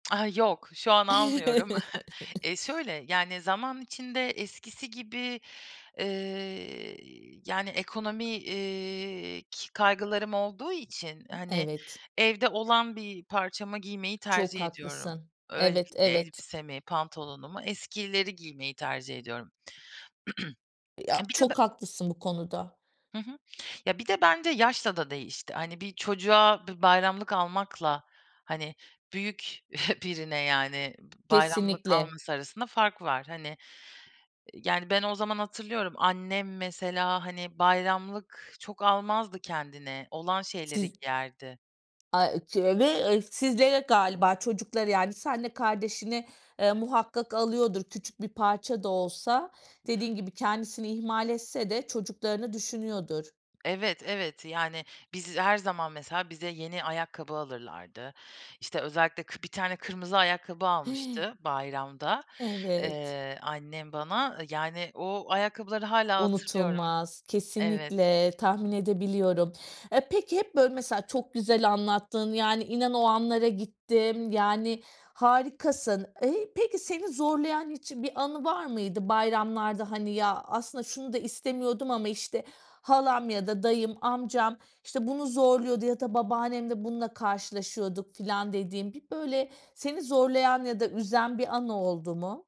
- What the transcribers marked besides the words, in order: chuckle; other background noise; throat clearing; chuckle; tapping; other noise
- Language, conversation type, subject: Turkish, podcast, Bayramları evinizde nasıl geçirirsiniz?